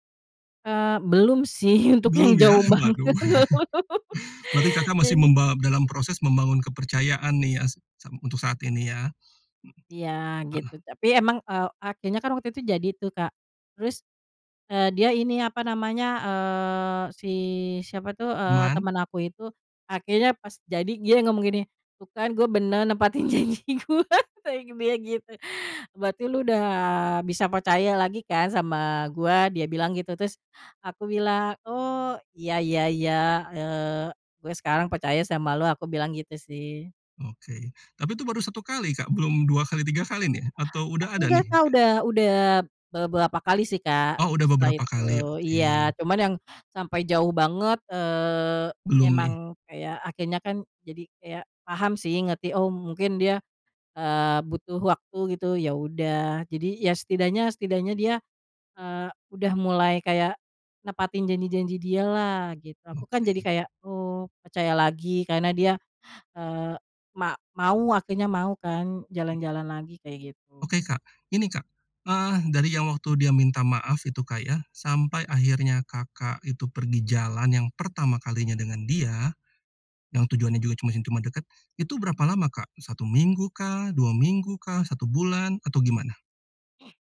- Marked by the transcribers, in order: chuckle; laughing while speaking: "banget belum. Ya ini"; laughing while speaking: "nempatin janji gue, kata dia gitu"
- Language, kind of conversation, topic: Indonesian, podcast, Bagaimana kamu membangun kembali kepercayaan setelah terjadi perselisihan?